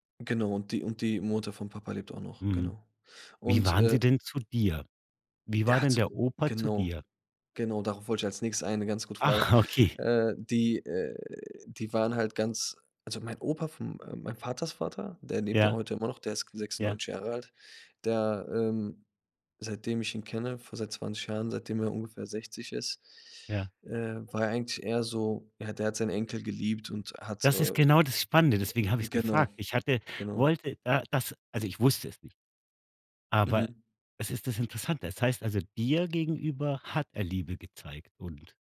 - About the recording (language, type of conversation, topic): German, podcast, Wie wurden bei euch zu Hause Gefühle gezeigt oder zurückgehalten?
- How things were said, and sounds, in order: laughing while speaking: "okay"; stressed: "hat"